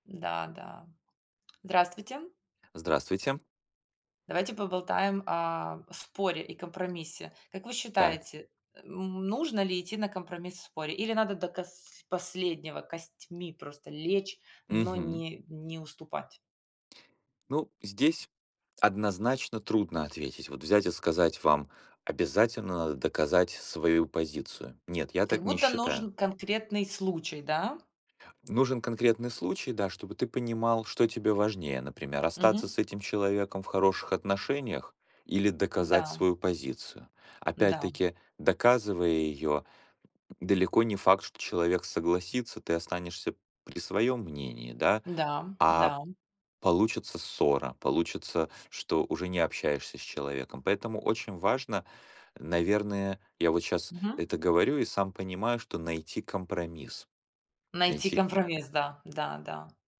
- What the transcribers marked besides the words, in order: tapping; background speech; other background noise
- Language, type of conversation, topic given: Russian, unstructured, Когда стоит идти на компромисс в споре?